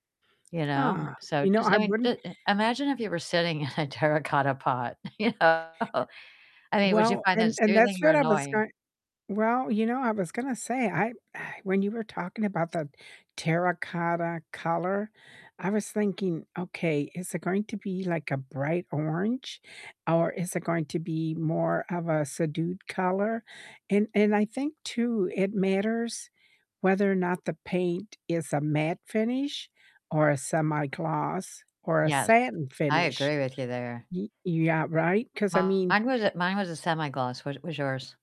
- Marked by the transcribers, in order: laughing while speaking: "in a"; laughing while speaking: "you know?"; distorted speech; sigh; other background noise
- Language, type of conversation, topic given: English, unstructured, What paint colors have actually looked good on your walls?